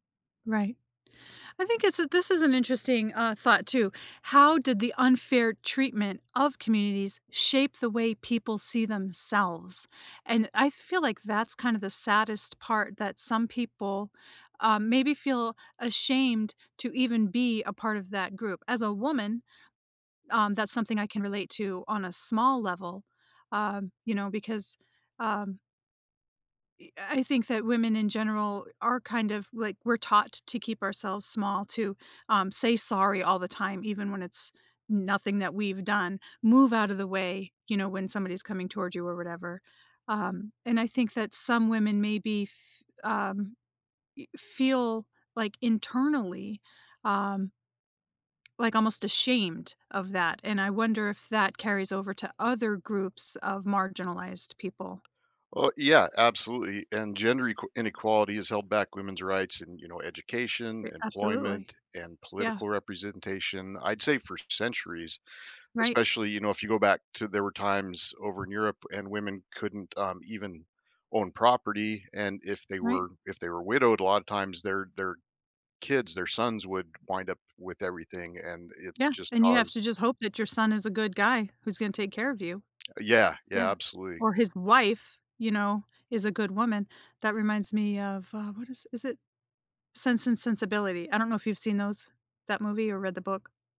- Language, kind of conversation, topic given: English, unstructured, How has history shown unfair treatment's impact on groups?
- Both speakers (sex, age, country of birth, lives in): female, 50-54, United States, United States; male, 55-59, United States, United States
- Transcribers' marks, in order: tapping; wind; other background noise; stressed: "wife"